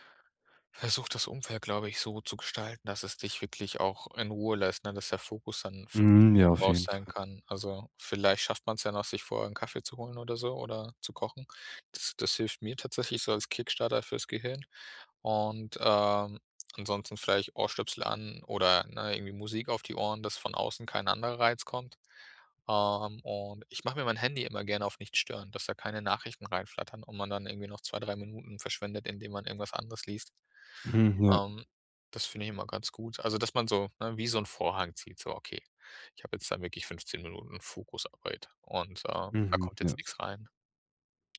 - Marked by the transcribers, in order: other background noise
- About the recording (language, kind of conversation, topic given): German, podcast, Wie nutzt du 15-Minuten-Zeitfenster sinnvoll?
- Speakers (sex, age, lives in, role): male, 25-29, Germany, host; male, 30-34, Germany, guest